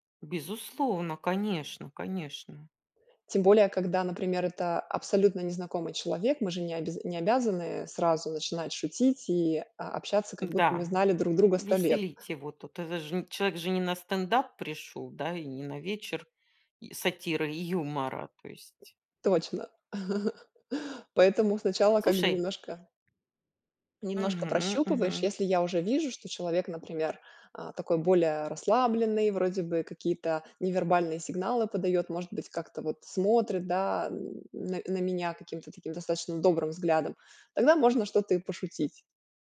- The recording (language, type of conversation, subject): Russian, podcast, Как вы используете юмор в разговорах?
- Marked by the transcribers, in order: tapping; chuckle; grunt